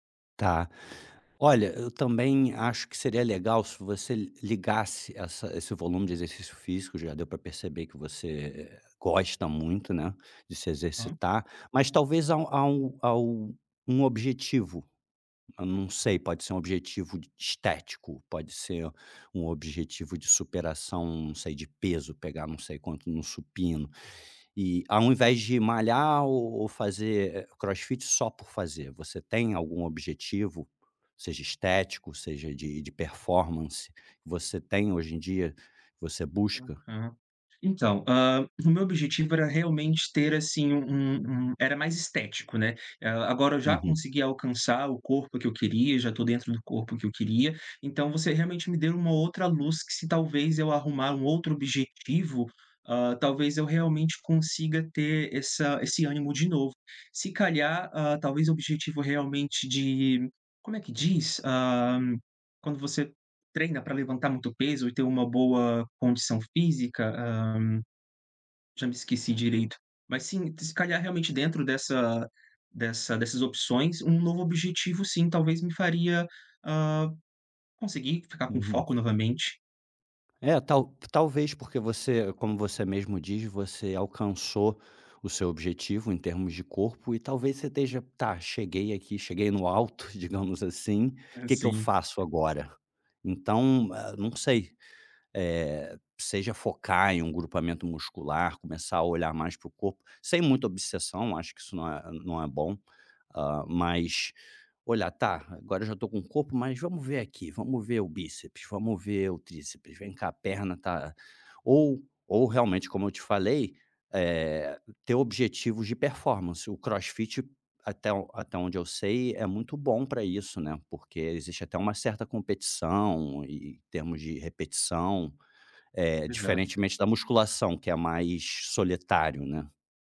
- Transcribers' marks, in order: other background noise; tapping; laughing while speaking: "no alto"
- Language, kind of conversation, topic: Portuguese, advice, Como posso manter a rotina de treinos e não desistir depois de poucas semanas?